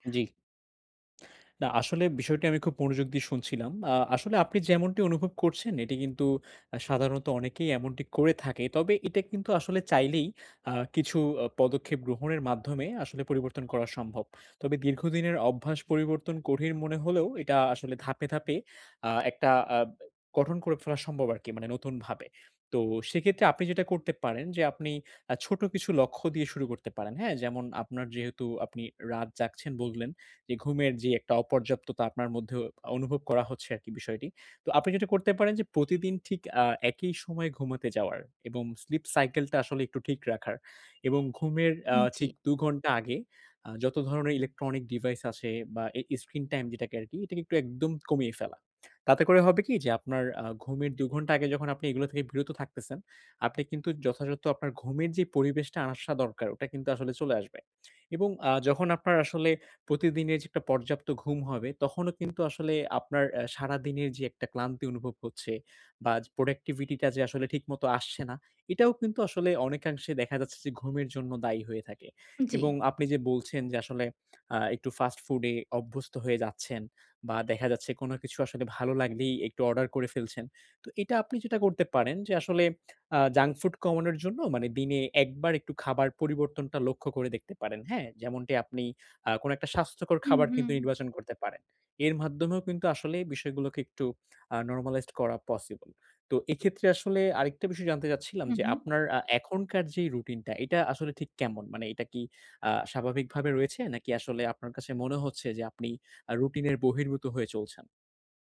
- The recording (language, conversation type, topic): Bengali, advice, কীভাবে আমি আমার অভ্যাসগুলোকে আমার পরিচয়ের সঙ্গে সামঞ্জস্য করব?
- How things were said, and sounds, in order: horn; alarm; "আসা" said as "আনআসা"